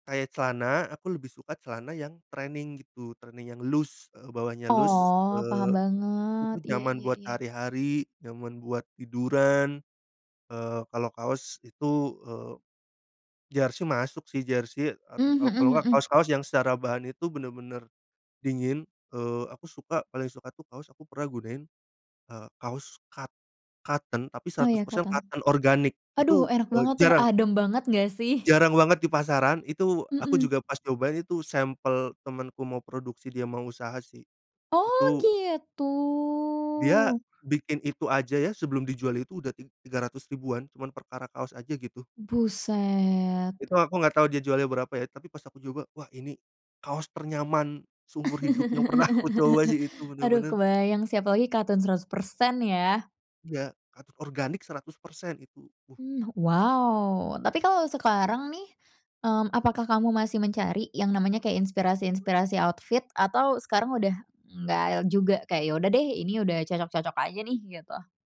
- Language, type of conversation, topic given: Indonesian, podcast, Dari mana biasanya kamu mendapatkan inspirasi untuk penampilanmu?
- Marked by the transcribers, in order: in English: "training"; in English: "training"; in English: "loose"; in English: "loose"; in English: "cotton"; in English: "cotton"; in English: "cotton"; tapping; other background noise; drawn out: "gitu"; laugh; laughing while speaking: "pernah"; in English: "cotton"; in English: "outfit"